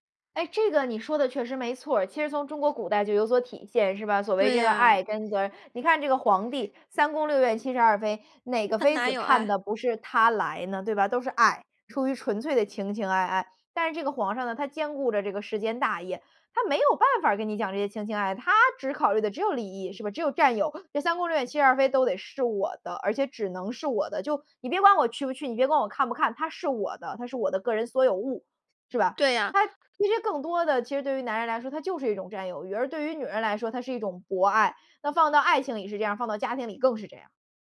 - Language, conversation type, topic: Chinese, podcast, 爸妈对你最大的期望是什么?
- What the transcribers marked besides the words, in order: none